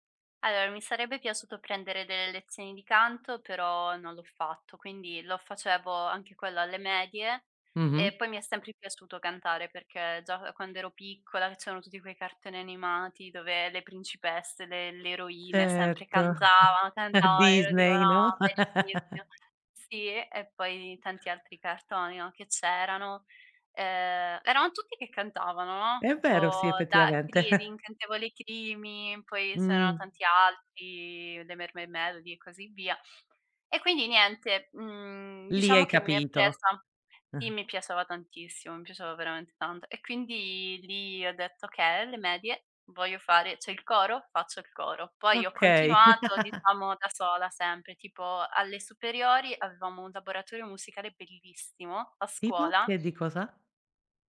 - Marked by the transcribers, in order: "Allora" said as "alor"; chuckle; laughing while speaking: "La"; laugh; tapping; unintelligible speech; chuckle; laugh
- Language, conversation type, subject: Italian, podcast, In che modo la musica esprime emozioni che non riesci a esprimere a parole?